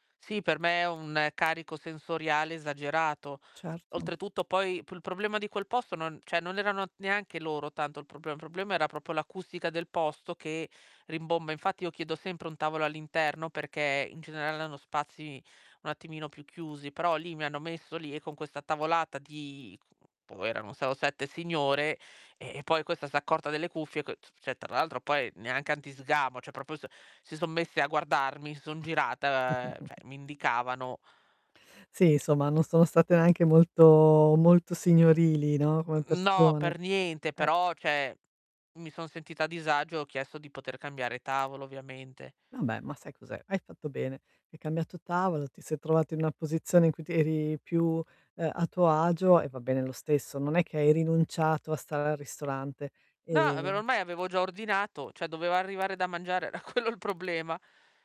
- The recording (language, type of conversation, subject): Italian, advice, Come posso accettare le mie peculiarità senza sentirmi giudicato?
- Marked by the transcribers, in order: distorted speech; static; "cioè" said as "ceh"; "proprio" said as "propo"; other noise; "cioè" said as "ceh"; "cioè" said as "ceh"; "proprio" said as "propo"; tapping; chuckle; "cioè" said as "ceh"; "cioè" said as "ceh"; "cioè" said as "ceh"; laughing while speaking: "quello"